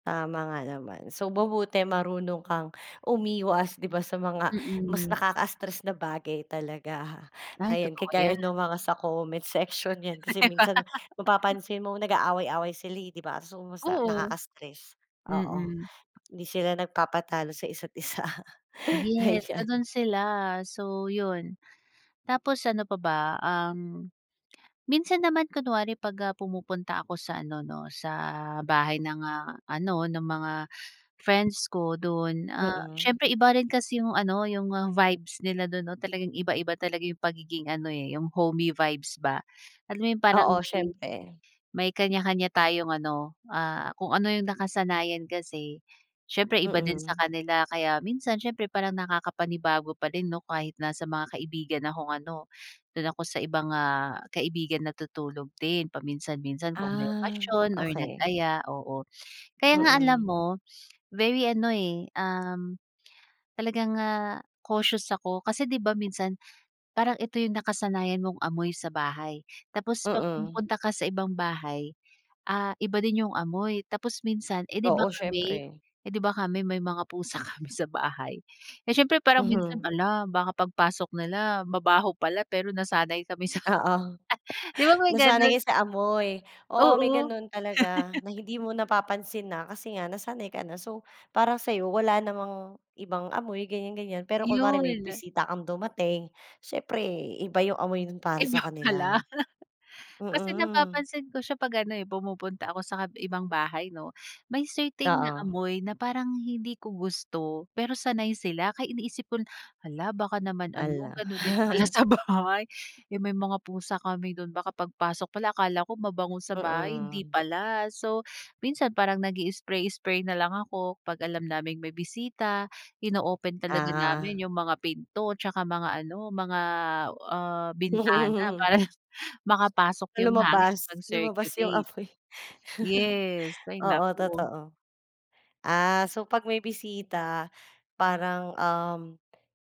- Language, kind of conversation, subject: Filipino, podcast, Ano ang mga simpleng bagay na nagpaparamdam sa’yo na nasa bahay ka?
- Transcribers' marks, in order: laughing while speaking: "'Di ba?"; other background noise; tapping; chuckle; in English: "homey vibes"; laugh; laugh; laugh; laugh; laugh; background speech; laugh